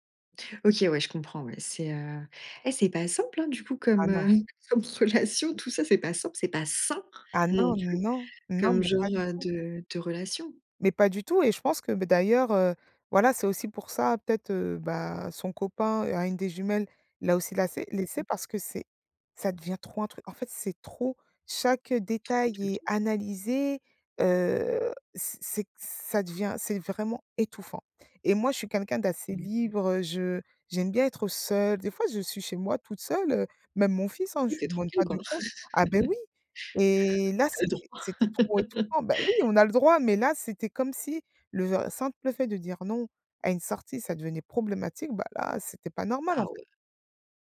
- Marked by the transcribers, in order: stressed: "sain"; other background noise; unintelligible speech; unintelligible speech; laugh
- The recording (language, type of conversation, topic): French, podcast, Peux-tu décrire un malentendu lié à des attentes non dites ?